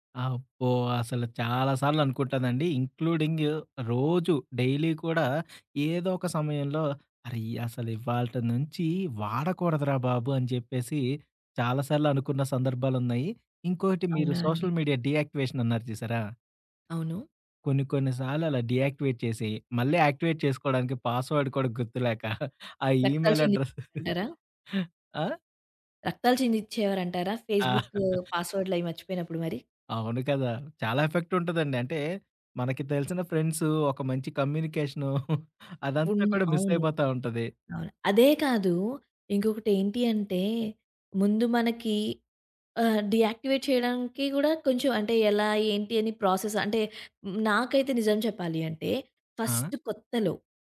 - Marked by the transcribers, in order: in English: "ఇన్‌క్లూడింగ్"; in English: "డైలీ"; in English: "సోషల్ మీడియా డీయాక్టివేషన్"; in English: "డీయాక్టివేట్"; in English: "యాక్టివేట్"; in English: "పాస్‌వర్డ్"; giggle; in English: "ఈమెయిల్ అడ్రస్"; chuckle; other background noise; chuckle; tapping; in English: "ఫ్రెండ్స్"; giggle; in English: "మిస్"; in English: "డియాక్టివేట్"; in English: "ప్రాసెస్"; in English: "ఫస్ట్"
- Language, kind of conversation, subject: Telugu, podcast, స్మార్ట్‌ఫోన్ లేదా సామాజిక మాధ్యమాల నుంచి కొంత విరామం తీసుకోవడం గురించి మీరు ఎలా భావిస్తారు?